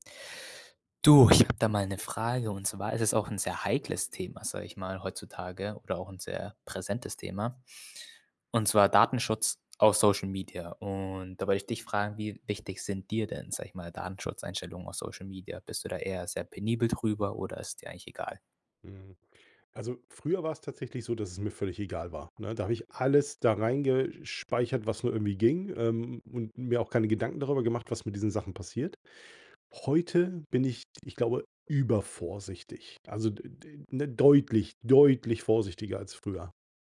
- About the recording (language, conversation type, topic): German, podcast, Wie wichtig sind dir Datenschutz-Einstellungen in sozialen Netzwerken?
- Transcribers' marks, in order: none